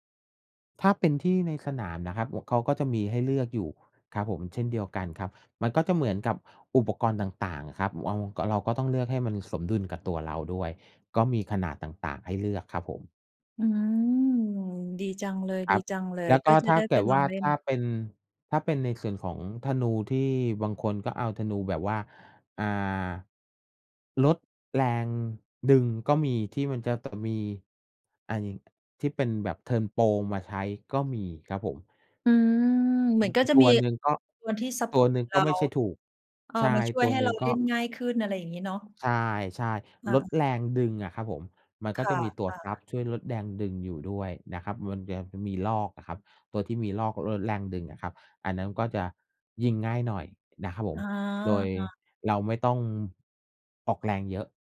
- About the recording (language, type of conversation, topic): Thai, unstructured, คุณเคยลองเล่นกีฬาที่ท้าทายมากกว่าที่เคยคิดไหม?
- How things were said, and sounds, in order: drawn out: "อืม"; unintelligible speech